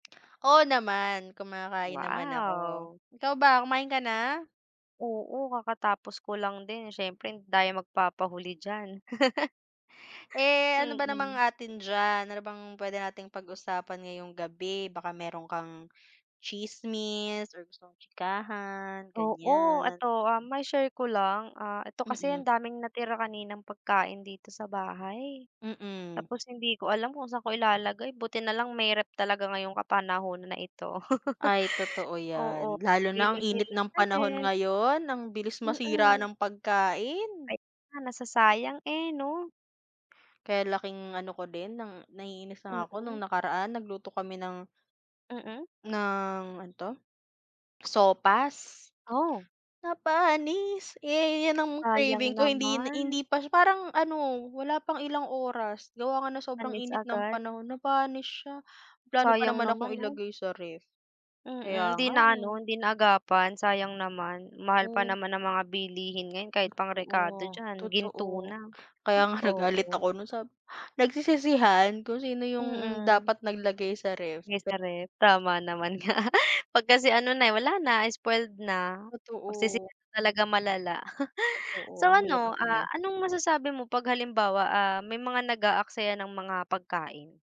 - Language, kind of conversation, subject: Filipino, unstructured, Ano ang masasabi mo tungkol sa isyu ng pag-aaksaya ng pagkain sa mga kainan?
- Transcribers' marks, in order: tapping; drawn out: "Wow!"; laugh; laugh; other background noise; in English: "craving"; laughing while speaking: "nagalit ako"; other noise; unintelligible speech; laughing while speaking: "nga"; in English: "spoiled"; chuckle